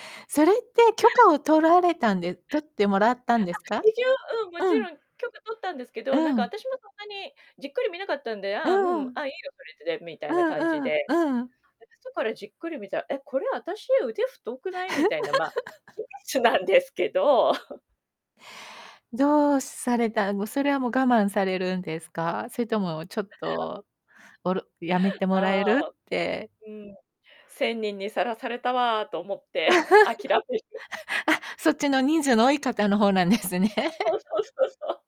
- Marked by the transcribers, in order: laugh; distorted speech; unintelligible speech; chuckle; laughing while speaking: "事実 なんですけど"; scoff; chuckle; laugh; laughing while speaking: "あ、そっちの人数の多い方の方なんですね"; laughing while speaking: "諦める"
- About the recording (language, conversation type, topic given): Japanese, podcast, SNSで見せている自分と実際の自分は違いますか？